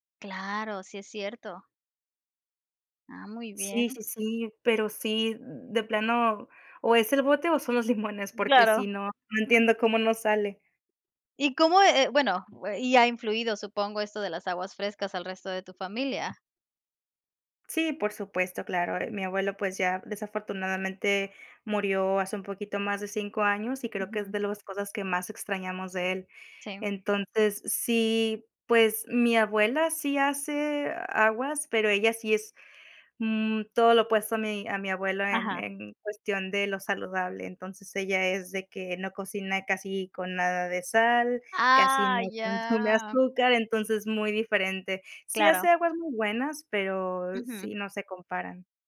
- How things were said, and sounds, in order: laughing while speaking: "los limones"; laughing while speaking: "consume"
- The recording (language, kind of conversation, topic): Spanish, podcast, ¿Tienes algún plato que aprendiste de tus abuelos?
- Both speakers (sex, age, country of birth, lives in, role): female, 30-34, Mexico, Mexico, guest; female, 40-44, Mexico, Mexico, host